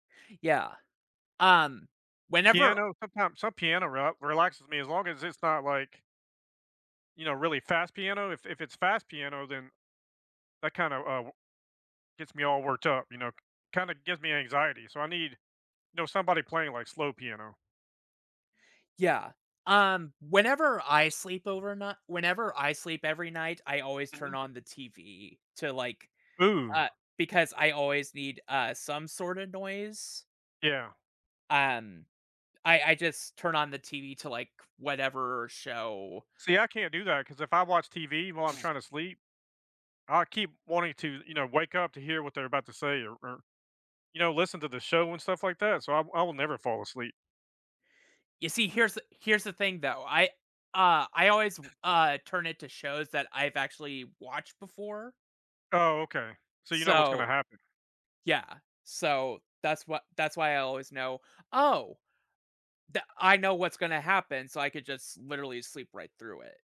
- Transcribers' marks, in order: other background noise
- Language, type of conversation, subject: English, unstructured, What helps you recharge when life gets overwhelming?